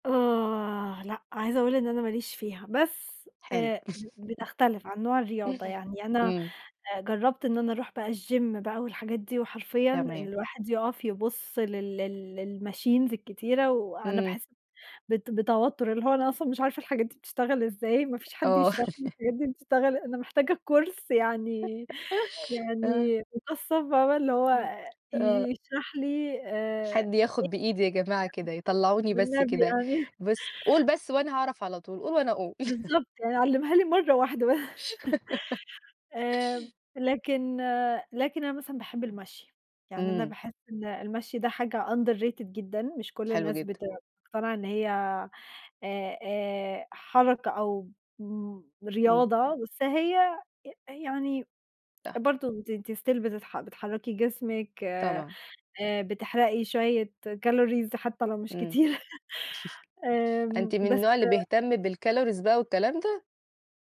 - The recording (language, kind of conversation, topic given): Arabic, unstructured, هل بتفضل تتمرن في البيت ولا في الجيم؟
- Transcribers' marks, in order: laugh; in English: "الgym"; in English: "للmachines"; tapping; laugh; giggle; in English: "كورس"; unintelligible speech; chuckle; laugh; giggle; laugh; in English: "underrated"; in English: "still"; in English: "calories"; chuckle; in English: "بالcalories"